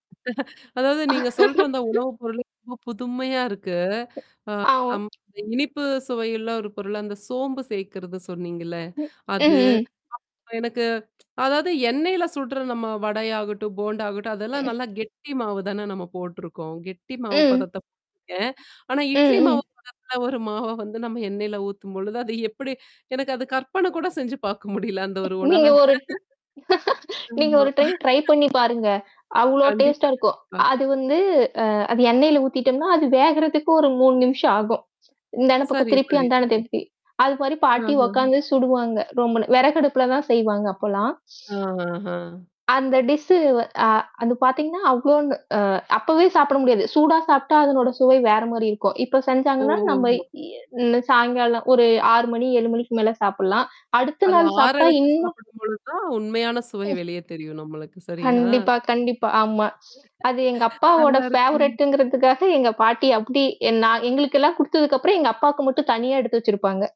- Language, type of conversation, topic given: Tamil, podcast, உங்கள் குடும்பத்தில் சமையல் மரபு எப்படி தொடங்கி, இன்று வரை எப்படி தொடர்ந்திருக்கிறது?
- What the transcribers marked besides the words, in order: static; laugh; distorted speech; tapping; other background noise; tsk; other noise; laughing while speaking: "ஆனா, இட்லி மாவு பதத்தல ஒரு … அந்த ஒரு உணவ"; laugh; in English: "டைம் ட்ரை"; laugh; in English: "டேஸ்ட்டா"; in English: "ரூம்ல"; mechanical hum; drawn out: "ஆஹா"; in English: "டிஸ்ஸு"; in English: "ஃபேவரட்ங்கிறதுக்காக"; laugh